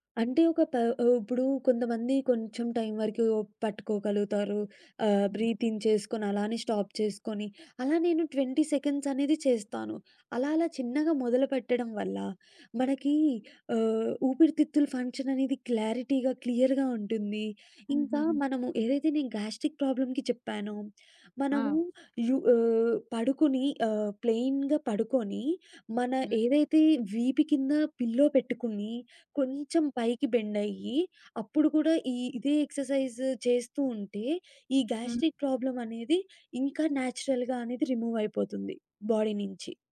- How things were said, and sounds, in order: in English: "బ్రీతింగ్"; in English: "స్టాప్"; in English: "ట్వంటీ సెకండ్స్"; in English: "క్లారిటీగా, క్లియర్‌గా"; in English: "గ్యాస్ట్రిక్ ప్రాబ్లమ్‌కి"; in English: "ప్లెయిన్‌గా"; in English: "పిల్లో"; in English: "ఎక్సర్సైజ్"; in English: "గ్యాస్ట్రిక్"; in English: "న్యాచురల్‌గా"; in English: "రిమూవ్"; in English: "బాడీ"
- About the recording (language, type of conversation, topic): Telugu, podcast, ఒక చిన్న అలవాటు మీ రోజువారీ దినచర్యను ఎలా మార్చిందో చెప్పగలరా?